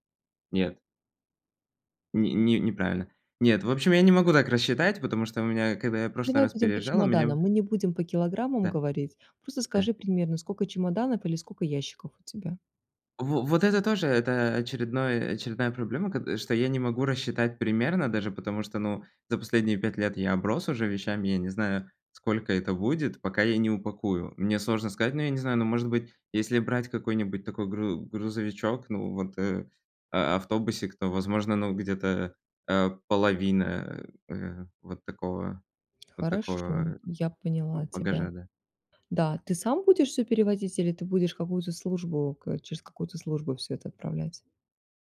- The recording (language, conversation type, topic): Russian, advice, Как мне справиться со страхом и неопределённостью во время перемен?
- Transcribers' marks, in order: none